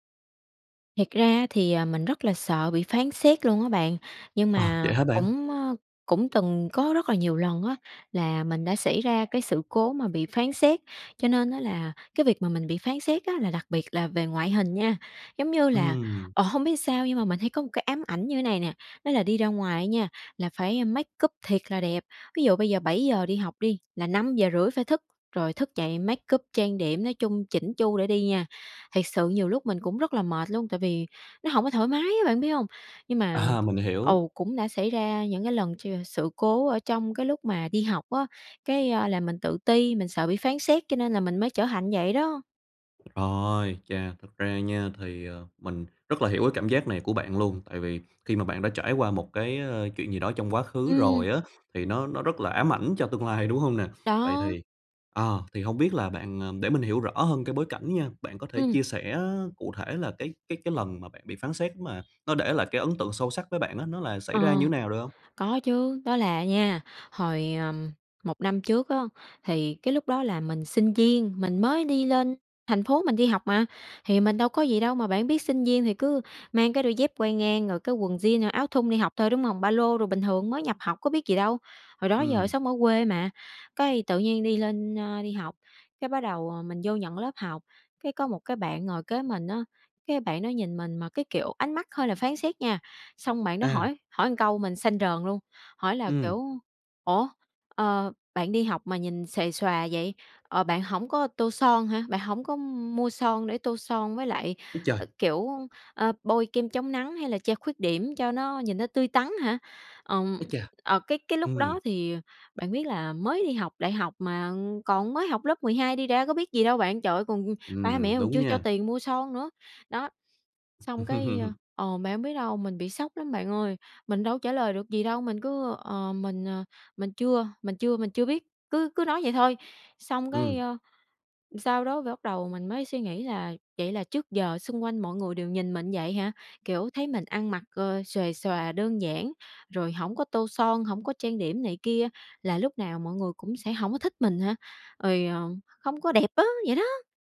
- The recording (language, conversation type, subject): Vietnamese, advice, Làm sao vượt qua nỗi sợ bị phán xét khi muốn thử điều mới?
- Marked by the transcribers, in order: tapping; "làm" said as "ừn"; in English: "make up"; in English: "make up"; laugh